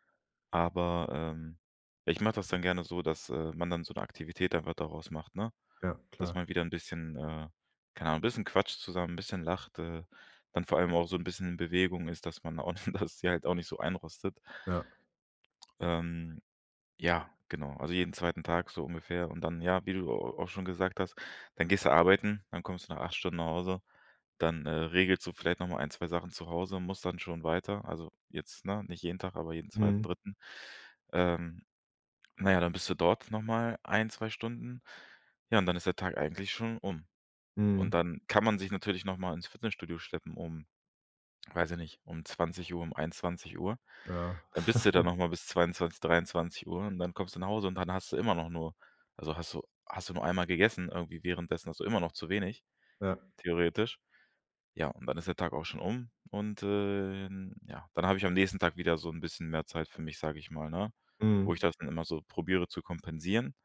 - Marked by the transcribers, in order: chuckle
- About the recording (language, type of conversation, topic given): German, advice, Wie kann ich nach der Trennung gesunde Grenzen setzen und Selbstfürsorge in meinen Alltag integrieren?